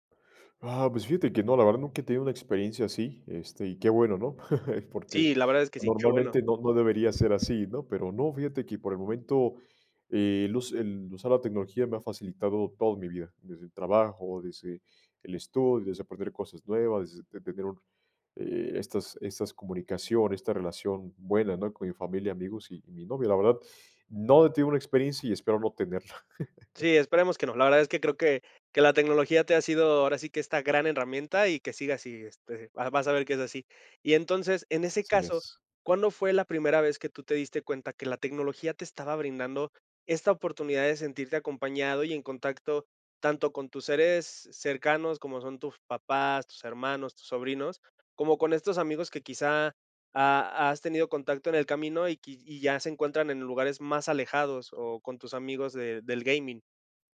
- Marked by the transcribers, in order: chuckle; other background noise; chuckle
- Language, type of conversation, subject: Spanish, podcast, ¿Cómo influye la tecnología en sentirte acompañado o aislado?